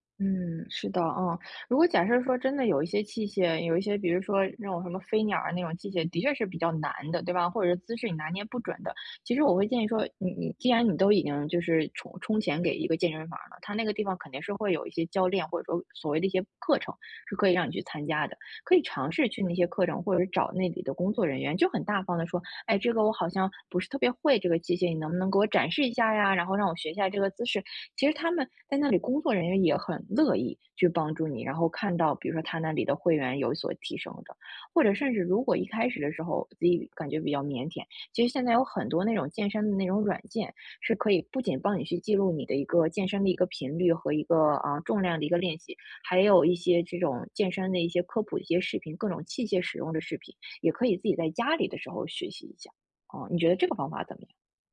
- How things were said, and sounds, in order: none
- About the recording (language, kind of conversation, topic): Chinese, advice, 如何在健身时建立自信？